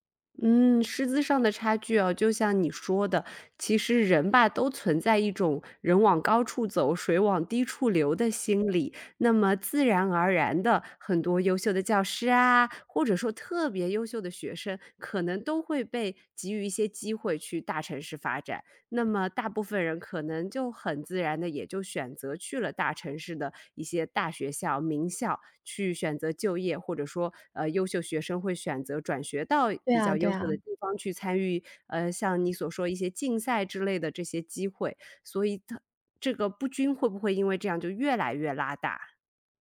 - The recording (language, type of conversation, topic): Chinese, podcast, 学校应该如何应对教育资源不均的问题？
- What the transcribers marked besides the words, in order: other noise; other background noise